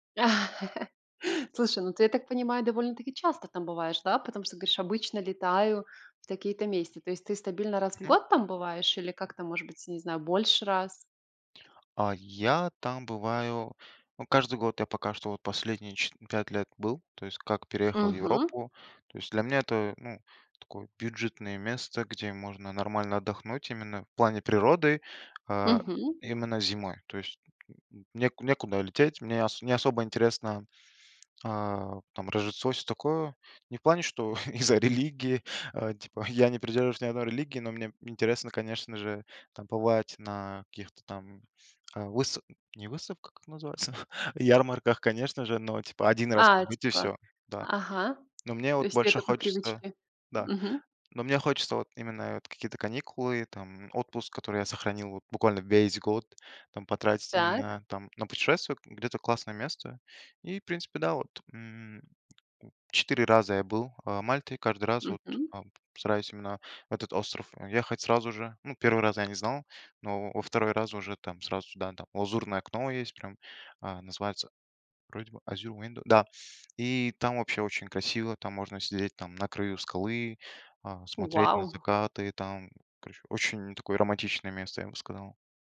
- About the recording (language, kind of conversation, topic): Russian, podcast, Почему для вас важно ваше любимое место на природе?
- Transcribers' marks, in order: laugh; tapping; laughing while speaking: "из-за религии"; chuckle; in English: "Azure Window"